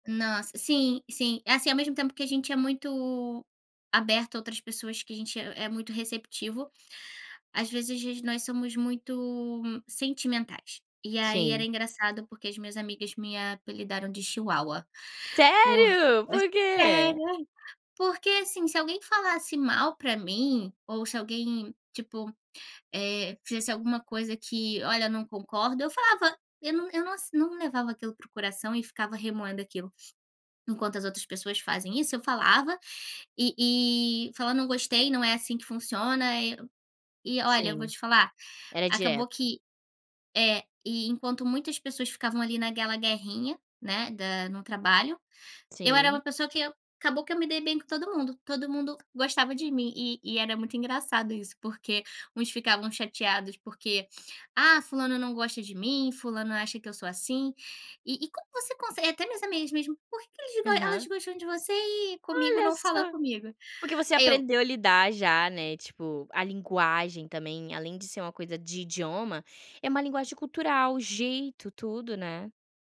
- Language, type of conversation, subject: Portuguese, podcast, Como você resolve conflitos entre colegas de trabalho?
- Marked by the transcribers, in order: tapping; joyful: "Sério? Por quê?"; sniff; "naquela" said as "naguela"